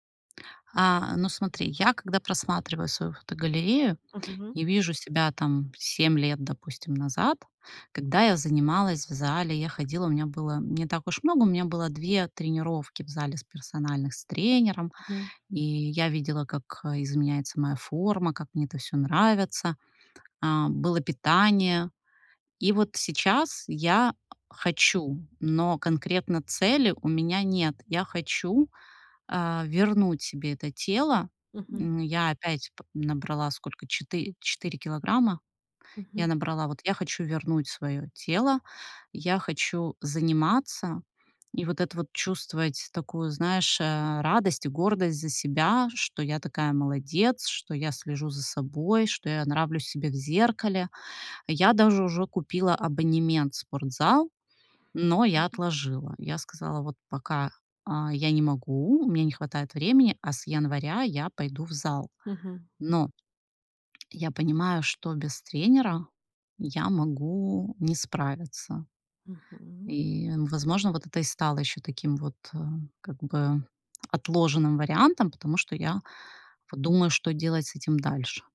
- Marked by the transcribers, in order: tapping; unintelligible speech
- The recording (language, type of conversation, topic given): Russian, advice, Почему мне трудно регулярно мотивировать себя без тренера или группы?